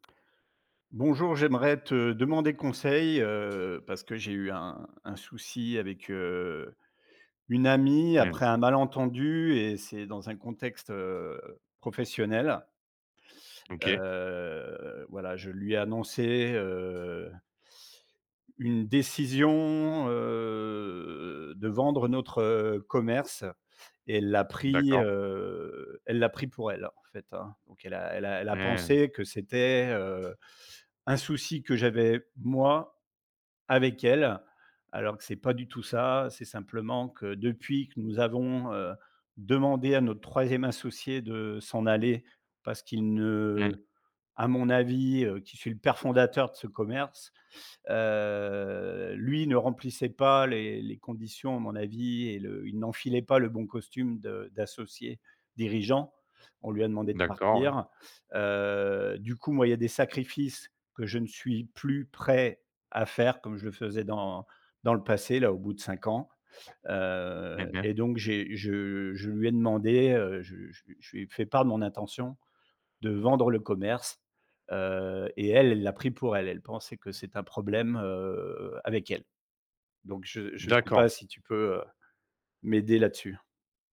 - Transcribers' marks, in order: other background noise; drawn out: "Heu"; drawn out: "heu"; drawn out: "heu"; drawn out: "Heu"
- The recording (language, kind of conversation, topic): French, advice, Comment gérer une dispute avec un ami après un malentendu ?